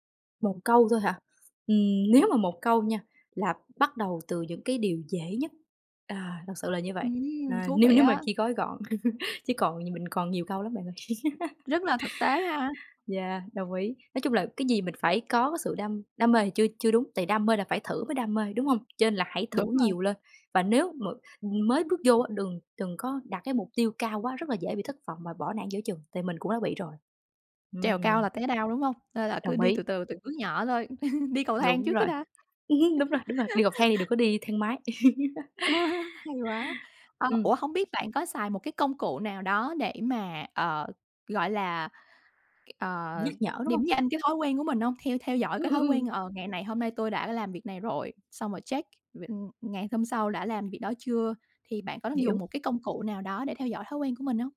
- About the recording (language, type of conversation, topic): Vietnamese, podcast, Làm thế nào để bạn nuôi dưỡng thói quen tốt mỗi ngày?
- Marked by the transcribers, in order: other background noise; laughing while speaking: "nếu"; laughing while speaking: "nếu nếu"; laugh; laugh; tapping; laugh; in English: "check"